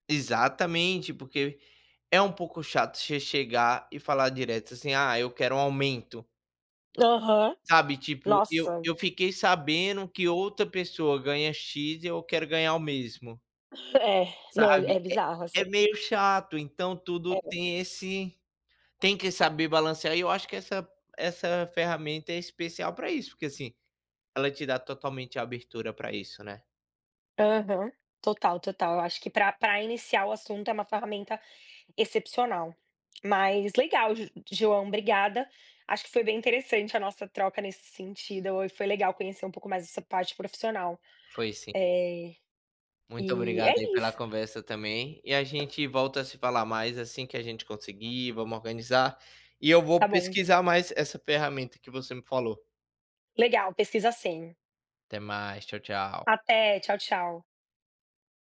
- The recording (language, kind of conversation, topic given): Portuguese, unstructured, Você acha que é difícil negociar um aumento hoje?
- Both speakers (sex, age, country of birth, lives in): female, 30-34, Brazil, United States; male, 25-29, Brazil, United States
- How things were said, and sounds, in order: tapping; other background noise